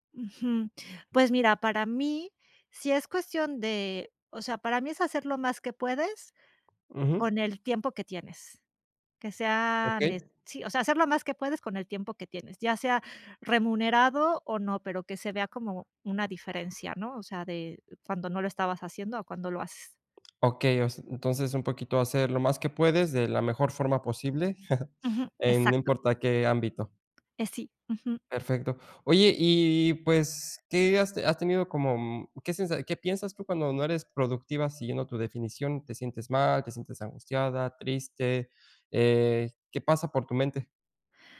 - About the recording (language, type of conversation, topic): Spanish, advice, ¿Cómo puedo dejar de sentir culpa cuando no hago cosas productivas?
- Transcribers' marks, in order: tapping; chuckle